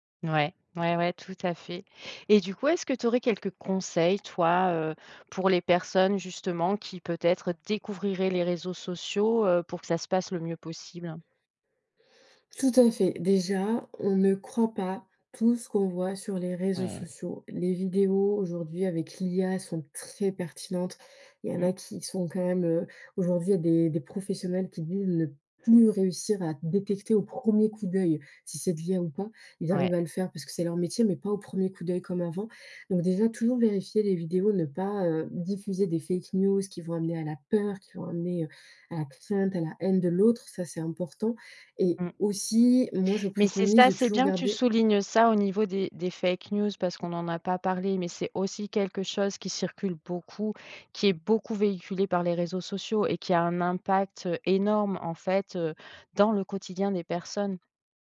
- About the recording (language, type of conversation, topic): French, podcast, Les réseaux sociaux renforcent-ils ou fragilisent-ils nos liens ?
- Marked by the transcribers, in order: other background noise; stressed: "très"; in English: "fake news"; stressed: "peur"; in English: "fake news"